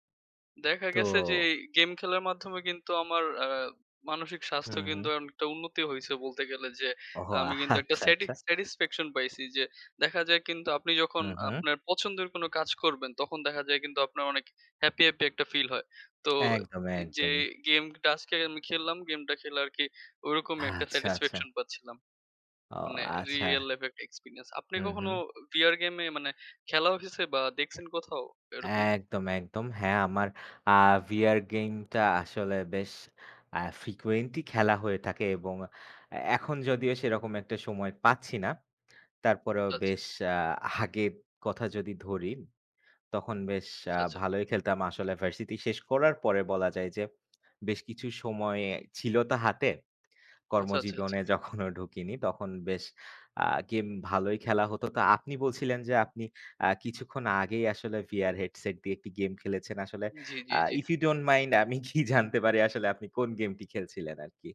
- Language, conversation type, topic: Bengali, unstructured, ভার্চুয়াল গেমিং কি আপনার অবসর সময়ের সঙ্গী হয়ে উঠেছে?
- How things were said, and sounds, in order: laughing while speaking: "আচ্ছা, আচ্ছা"; other background noise; tapping; tongue click; in English: "frequenty"; "frequently" said as "frequenty"; tsk; laughing while speaking: "যখনও"; "আচ্ছা" said as "আচ্ছে"; laughing while speaking: "কী জানতে পারি আসলে"